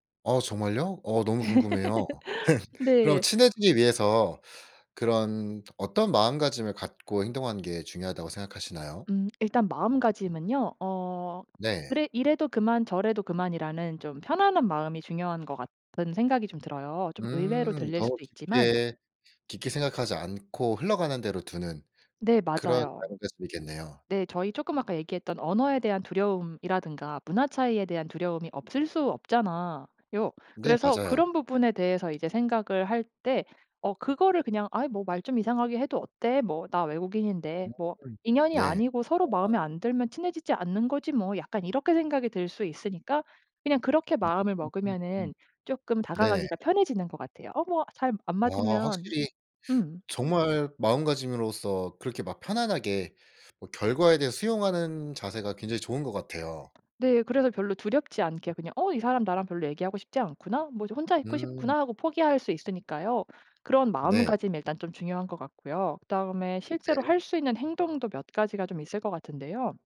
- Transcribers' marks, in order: tapping; laugh; other background noise; other noise
- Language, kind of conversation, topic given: Korean, podcast, 현지인들과 친해지는 비결이 뭐였나요?
- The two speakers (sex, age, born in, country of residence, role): female, 35-39, South Korea, Sweden, guest; male, 25-29, South Korea, South Korea, host